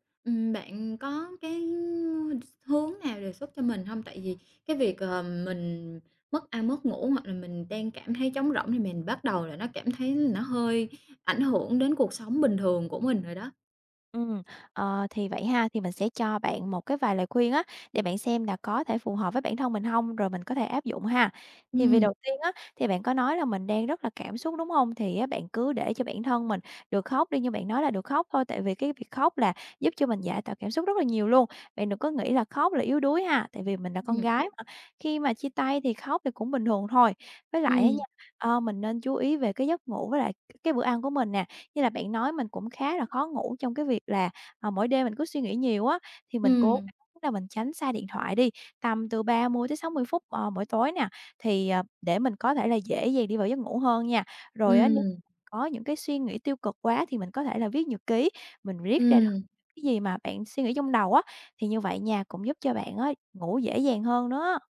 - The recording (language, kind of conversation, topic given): Vietnamese, advice, Mình vừa chia tay và cảm thấy trống rỗng, không biết nên bắt đầu từ đâu để ổn hơn?
- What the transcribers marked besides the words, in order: other background noise; tapping